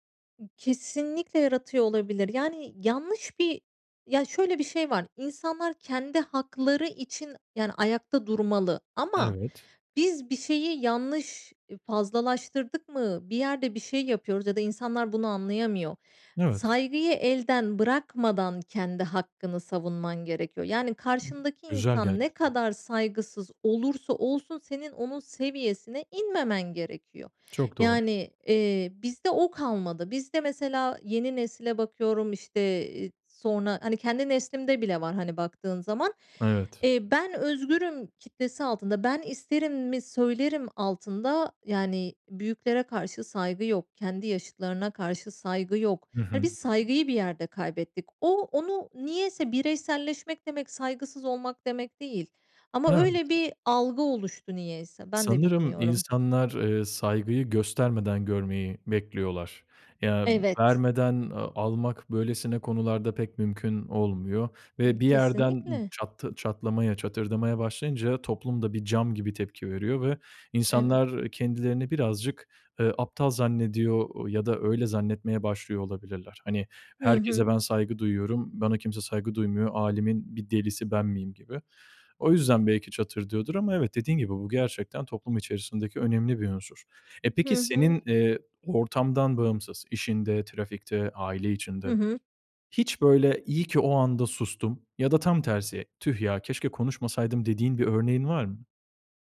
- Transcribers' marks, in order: other background noise; tapping
- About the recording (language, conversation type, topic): Turkish, podcast, Çatışma sırasında sakin kalmak için hangi taktikleri kullanıyorsun?